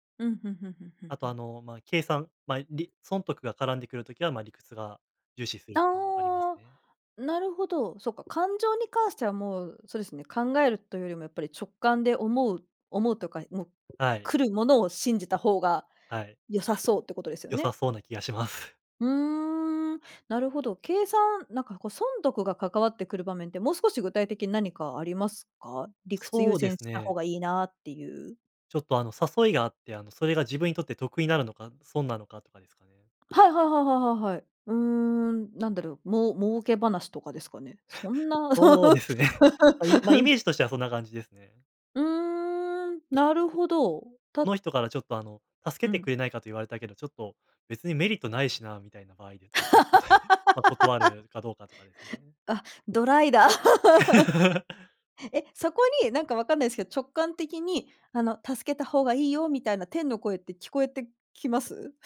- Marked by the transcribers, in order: anticipating: "はい はい はい はい はい はい"; laughing while speaking: "そうですね"; laugh; laugh; chuckle; laugh
- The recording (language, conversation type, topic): Japanese, podcast, 直感と理屈、どちらを信じますか？